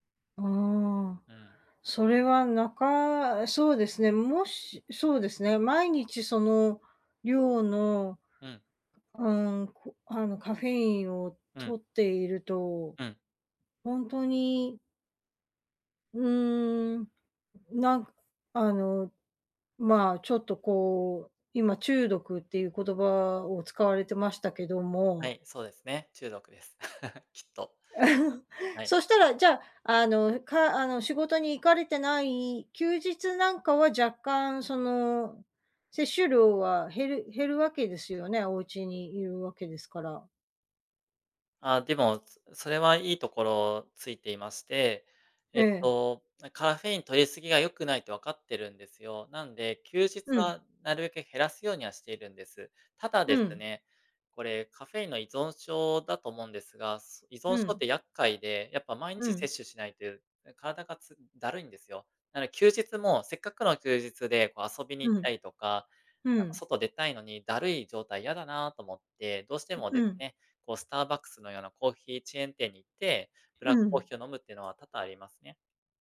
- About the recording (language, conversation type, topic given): Japanese, advice, カフェインや昼寝が原因で夜の睡眠が乱れているのですが、どうすれば改善できますか？
- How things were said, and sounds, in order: laugh; chuckle; other background noise; tapping